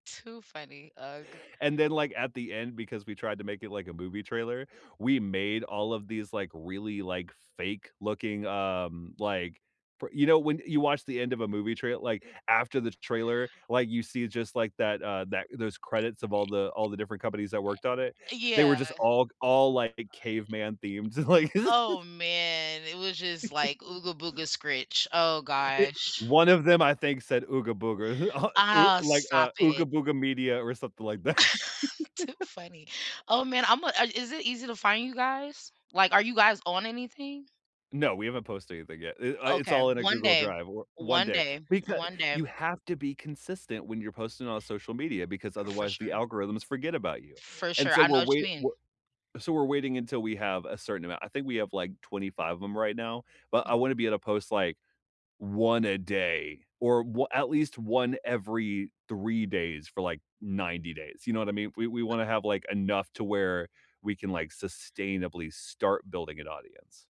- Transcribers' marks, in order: laughing while speaking: "Like"; laugh; other noise; chuckle; laughing while speaking: "that"; laugh; tapping
- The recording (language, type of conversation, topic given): English, unstructured, What hobby makes you lose track of time?
- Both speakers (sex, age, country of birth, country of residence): female, 30-34, United States, United States; male, 30-34, United States, United States